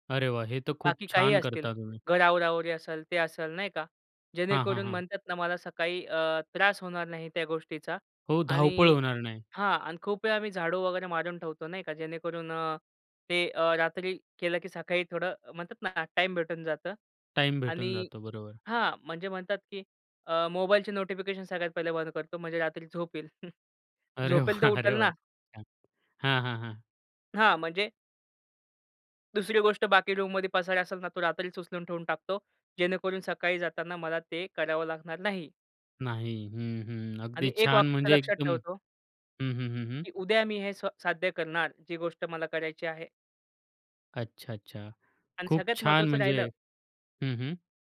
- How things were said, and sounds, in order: chuckle; laughing while speaking: "अरे वाह! अरे वाह!"; unintelligible speech
- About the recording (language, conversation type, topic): Marathi, podcast, पुढच्या दिवसासाठी रात्री तुम्ही काय तयारी करता?